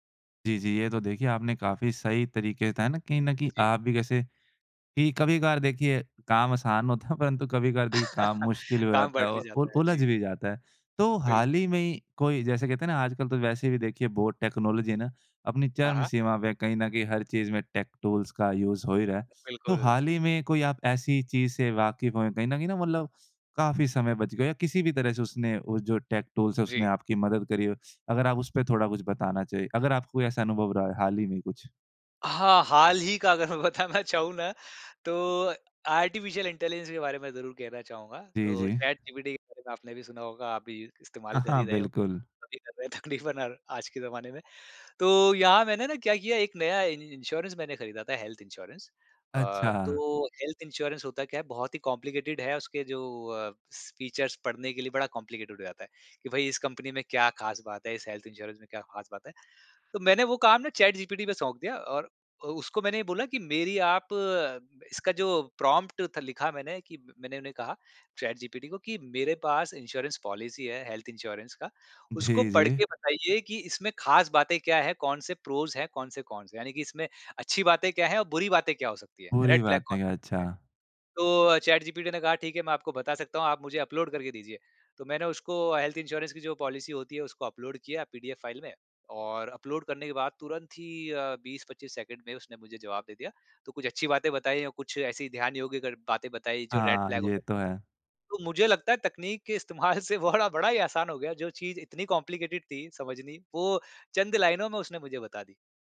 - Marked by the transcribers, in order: chuckle; laugh; in English: "टेक्नोलॉजी"; in English: "टेक टूल्स"; in English: "यूज़"; in English: "टेक टूल्स"; laughing while speaking: "अगर मैं बताना चाहूँ न"; laughing while speaking: "तकरीबन और आज के ज़माने में"; in English: "इंश्योरेंस"; in English: "हेल्थ इंश्योरेंस"; in English: "हेल्थ इंश्योरेंस"; in English: "कॉम्प्लिकेटेड"; in English: "फीचर्स"; in English: "कॉम्प्लिकेटेड"; in English: "हेल्थ इंश्योरेंस"; in English: "इंश्योरेंस"; in English: "हेल्थ इंश्योरेंस"; chuckle; in English: "प्रोज़"; in English: "कॉन्स"; in English: "रेड फ्लैग"; in English: "अपलोड"; in English: "हेल्थ इंश्योरेंस"; in English: "अपलोड"; in English: "अपलोड"; in English: "रेड फ्लैग"; laughing while speaking: "इस्तेमाल से बड़ा बड़ा ही"; in English: "कॉम्प्लिकेटेड"
- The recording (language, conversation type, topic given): Hindi, podcast, टेक्नोलॉजी उपकरणों की मदद से समय बचाने के आपके आम तरीके क्या हैं?